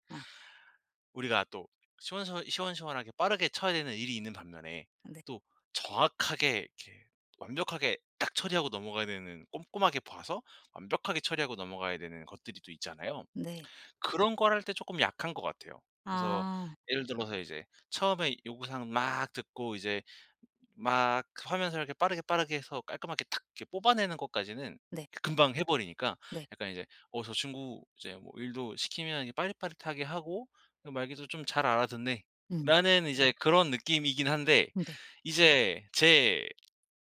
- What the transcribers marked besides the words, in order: other background noise
- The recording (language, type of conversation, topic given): Korean, advice, 실수에서 어떻게 배우고 같은 실수를 반복하지 않을 수 있나요?